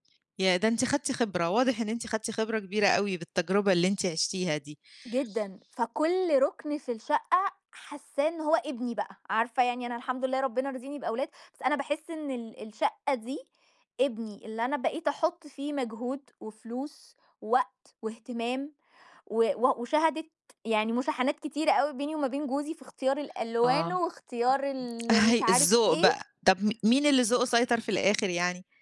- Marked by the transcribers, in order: chuckle
- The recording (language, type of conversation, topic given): Arabic, podcast, احكيلي عن تجربة شراء أول بيت ليك؟